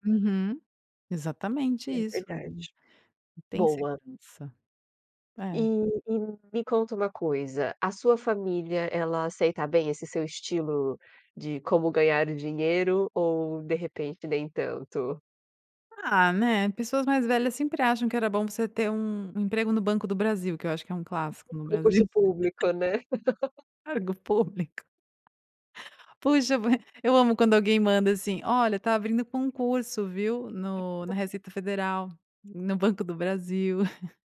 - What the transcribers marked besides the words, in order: unintelligible speech; chuckle; laugh; laughing while speaking: "Cargo público"; unintelligible speech; other noise; laugh
- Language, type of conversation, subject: Portuguese, podcast, Como você decide entre ter tempo livre e ganhar mais dinheiro?